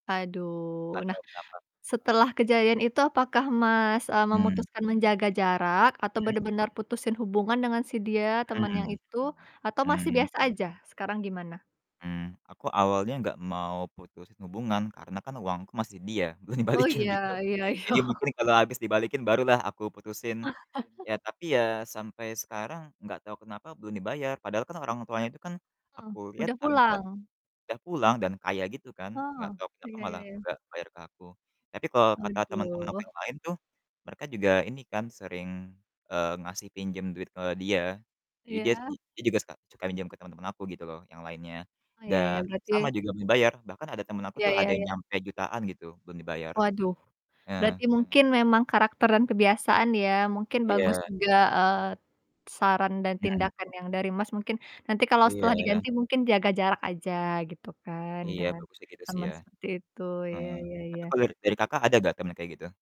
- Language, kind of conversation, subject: Indonesian, unstructured, Apa peran teman dalam menjaga kesehatan mentalmu?
- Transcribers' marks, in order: other background noise; distorted speech; static; laughing while speaking: "belum dibalikin"; laughing while speaking: "iya"; chuckle